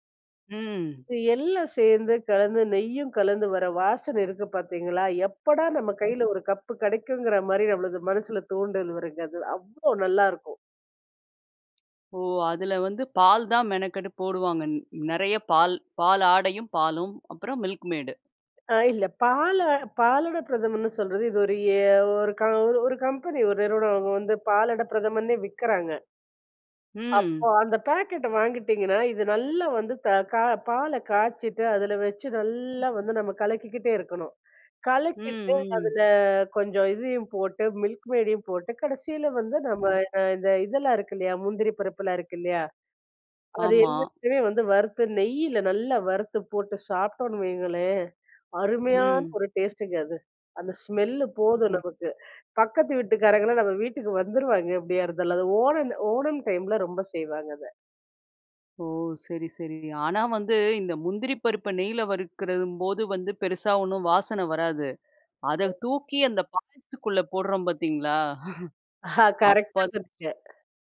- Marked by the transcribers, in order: anticipating: "எப்படா நம்ம கையில ஒரு கப்பு கிடைக்குங்கிற மாதிரி, நம்மளுக்கு மனசுல தூண்டல் வருங்க"; tapping; in English: "மில்க் மேய்டு"; drawn out: "ஏ"; drawn out: "ம்"; inhale; background speech; other noise; other background noise; inhale; laughing while speaking: "பக்கத்து வீட்டுக்காரங்கலாம் நம்ம வீட்டுக்கு வந்துருவாங்க எப்டியாருந்தாலும்"; inhale; chuckle; unintelligible speech
- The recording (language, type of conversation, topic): Tamil, podcast, உணவு சுடும் போது வரும் வாசனைக்கு தொடர்பான ஒரு நினைவை நீங்கள் பகிர முடியுமா?